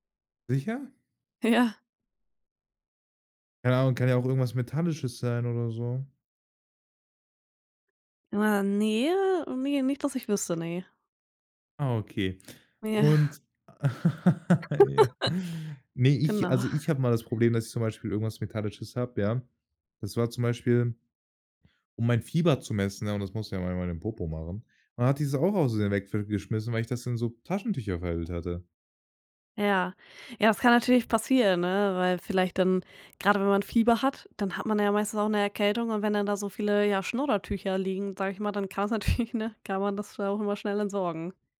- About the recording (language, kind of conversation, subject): German, podcast, Wie gehst du beim Ausmisten eigentlich vor?
- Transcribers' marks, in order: laughing while speaking: "Hey ja"; laugh; laughing while speaking: "Ja"; laughing while speaking: "Ja"; laugh; laughing while speaking: "natürlich, ne?"